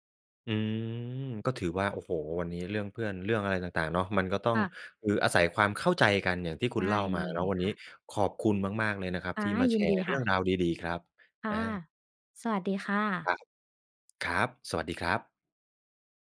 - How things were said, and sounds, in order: none
- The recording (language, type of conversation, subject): Thai, podcast, ทำอย่างไรจะเป็นเพื่อนที่รับฟังได้ดีขึ้น?